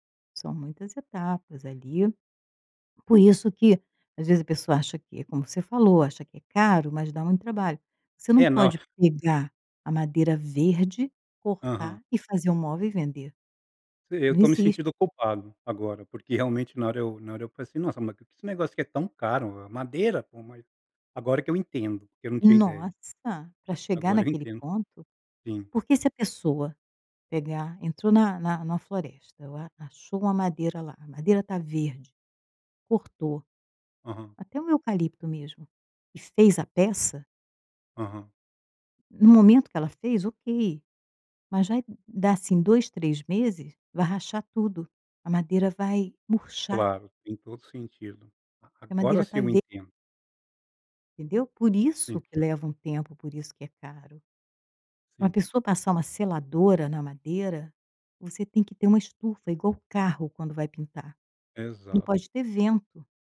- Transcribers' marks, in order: none
- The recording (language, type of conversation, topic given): Portuguese, podcast, Você pode me contar uma história que define o seu modo de criar?